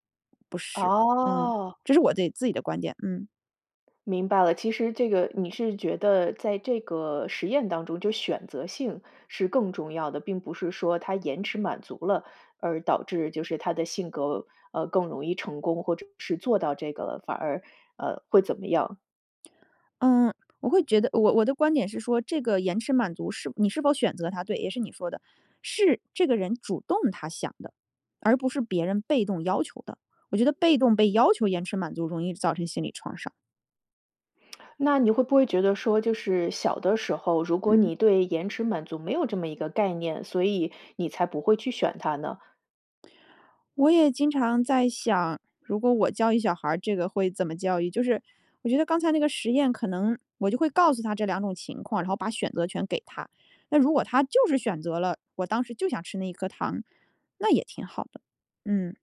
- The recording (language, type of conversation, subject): Chinese, podcast, 你怎样教自己延迟满足？
- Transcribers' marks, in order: none